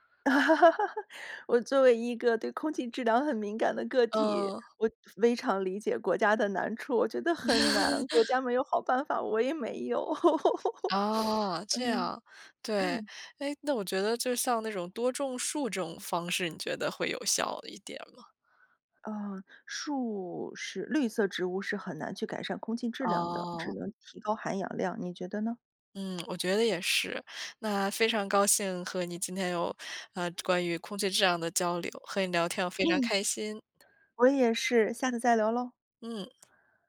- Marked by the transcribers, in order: laugh; laugh; other background noise; laughing while speaking: "有"; laugh; sniff
- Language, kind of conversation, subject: Chinese, podcast, 你怎么看空气质量变化对健康的影响？